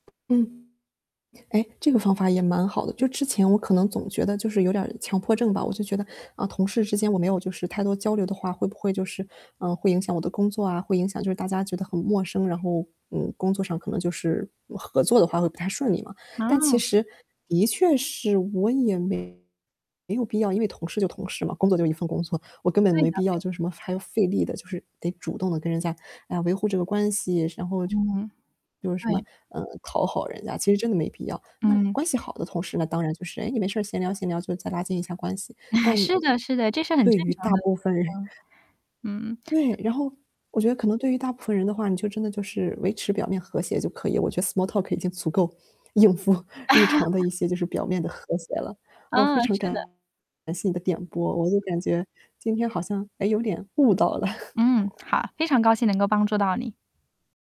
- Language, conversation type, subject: Chinese, advice, 遠距工作如何影響你的自律與社交生活平衡？
- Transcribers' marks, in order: other background noise; distorted speech; static; chuckle; in English: "small talk"; chuckle; laughing while speaking: "付"; chuckle